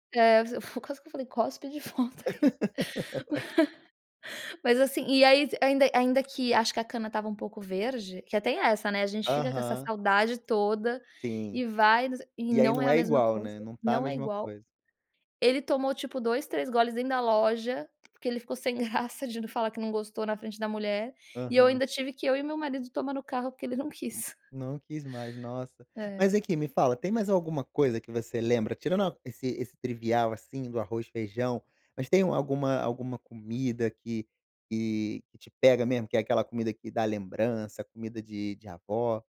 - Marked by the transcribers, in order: laugh
- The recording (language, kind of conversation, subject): Portuguese, advice, Como lidar com uma saudade intensa de casa e das comidas tradicionais?